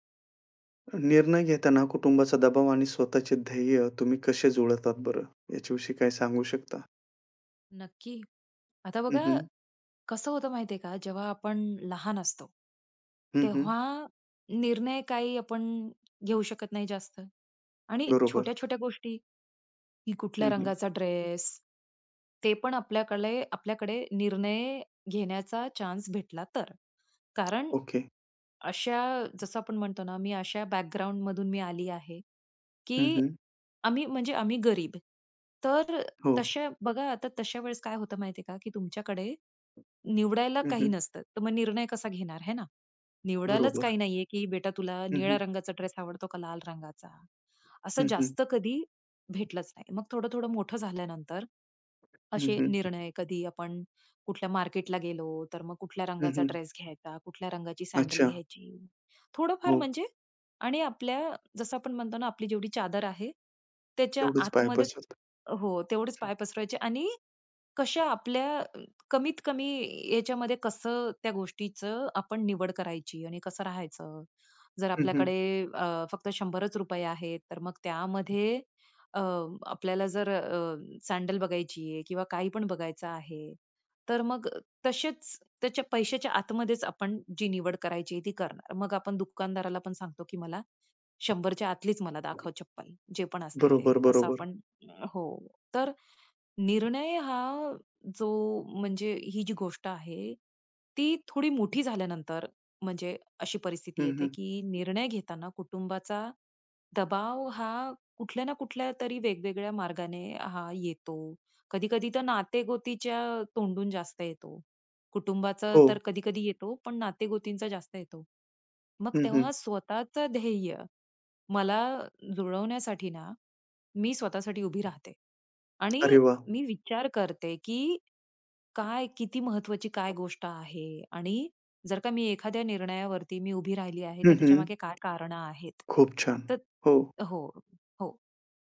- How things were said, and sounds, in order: tapping; other background noise; other noise
- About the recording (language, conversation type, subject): Marathi, podcast, निर्णय घेताना कुटुंबाचा दबाव आणि स्वतःचे ध्येय तुम्ही कसे जुळवता?